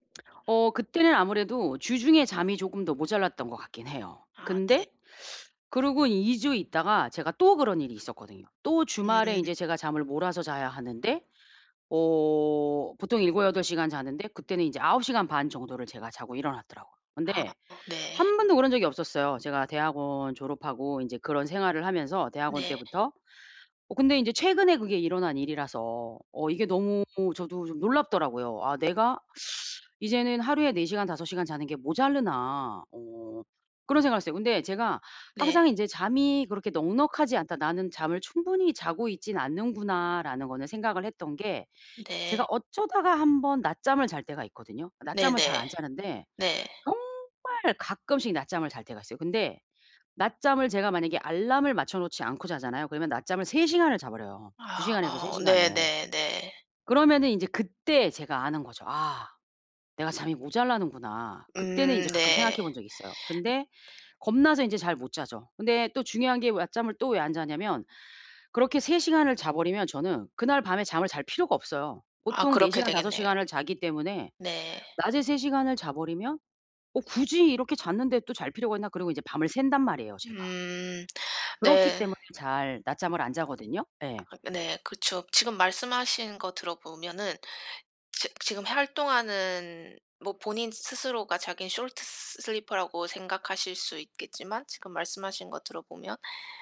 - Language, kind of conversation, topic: Korean, advice, 수면과 짧은 휴식으로 하루 에너지를 효과적으로 회복하려면 어떻게 해야 하나요?
- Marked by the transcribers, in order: other background noise; tapping; in English: "숄트 스 슬리퍼라고"